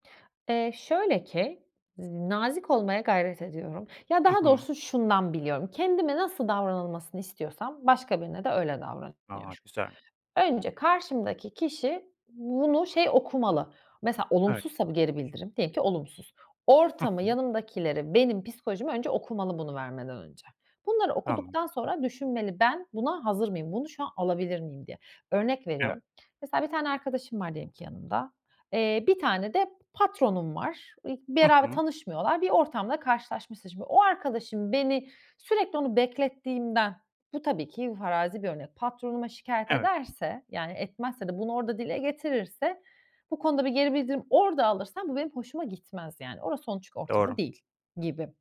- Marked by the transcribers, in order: other background noise; unintelligible speech
- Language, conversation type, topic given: Turkish, podcast, Geri bildirim verirken nelere dikkat edersin?